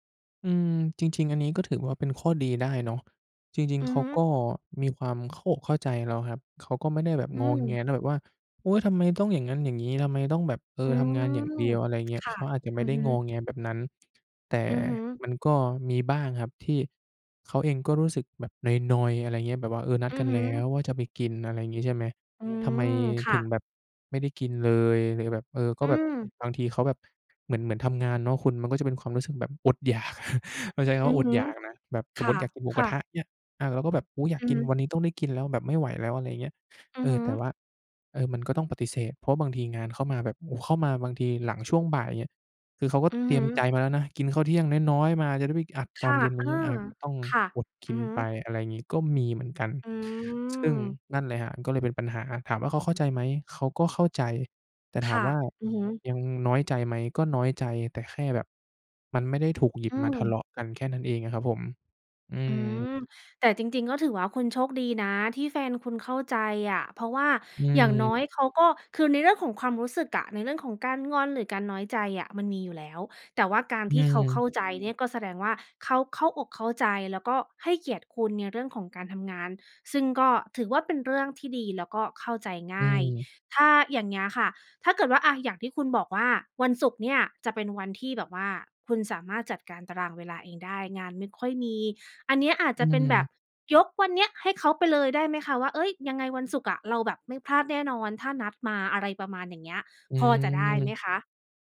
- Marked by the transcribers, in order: other background noise; tapping; chuckle; background speech
- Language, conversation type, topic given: Thai, advice, ฉันจะหาเวลาออกกำลังกายได้อย่างไรในเมื่อมีงานและต้องดูแลครอบครัว?